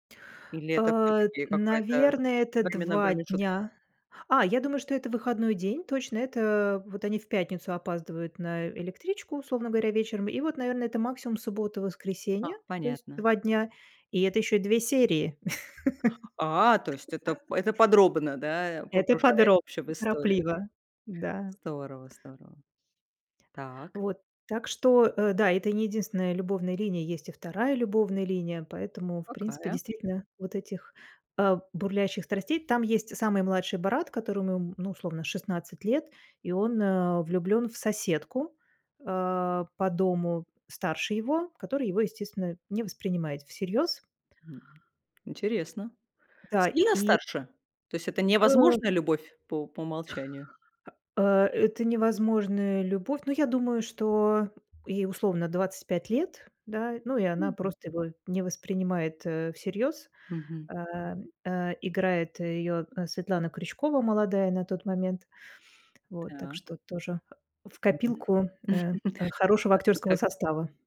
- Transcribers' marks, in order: tapping; laugh; chuckle
- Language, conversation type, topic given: Russian, podcast, Какой фильм у тебя любимый и почему он тебе так дорог?